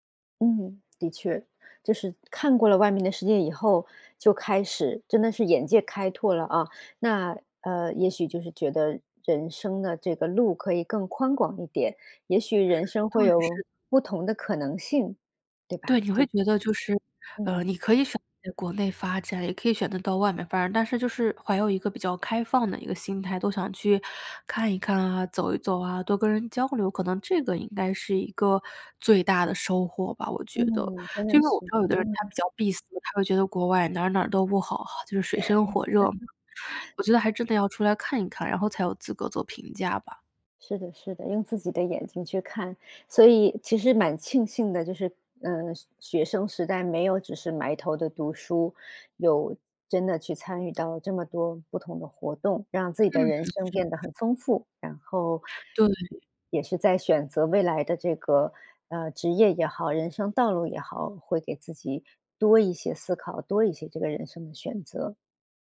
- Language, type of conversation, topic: Chinese, podcast, 你愿意分享一次你参与志愿活动的经历和感受吗？
- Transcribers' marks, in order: none